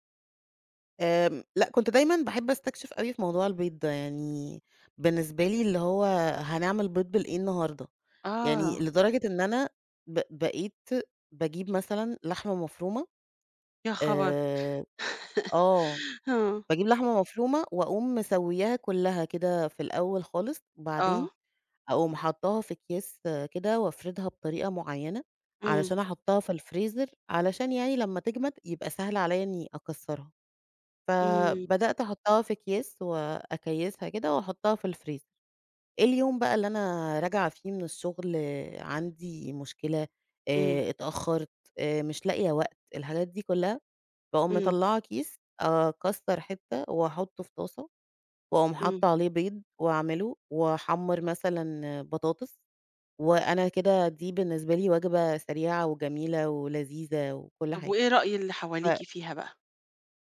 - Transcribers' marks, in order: chuckle; tapping
- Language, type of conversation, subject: Arabic, podcast, إزاي بتحوّل مكونات بسيطة لوجبة لذيذة؟